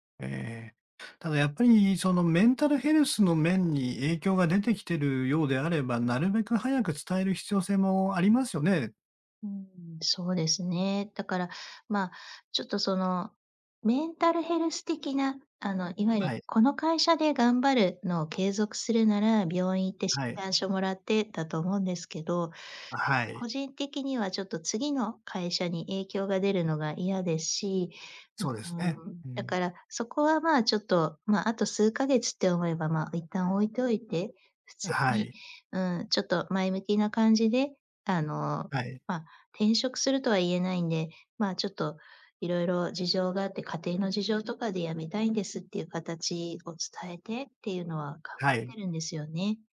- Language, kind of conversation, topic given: Japanese, advice, 現職の会社に転職の意思をどのように伝えるべきですか？
- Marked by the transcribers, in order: none